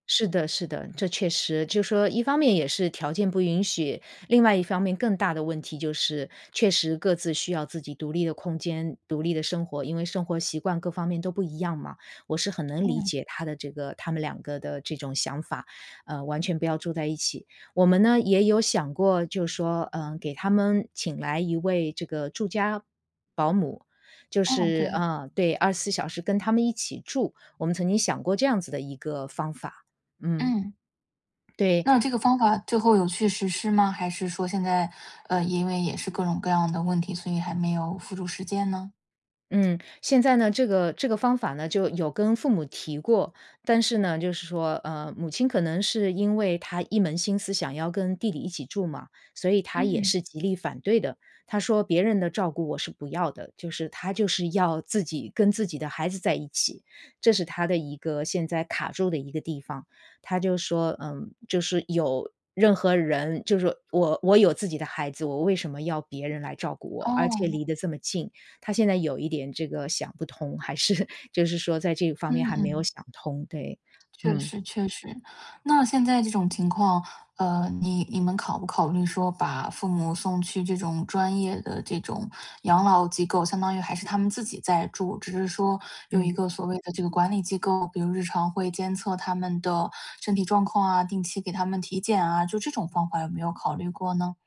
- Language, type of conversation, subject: Chinese, advice, 父母年老需要更多照顾与安排
- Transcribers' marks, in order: tapping; laughing while speaking: "还是"; other background noise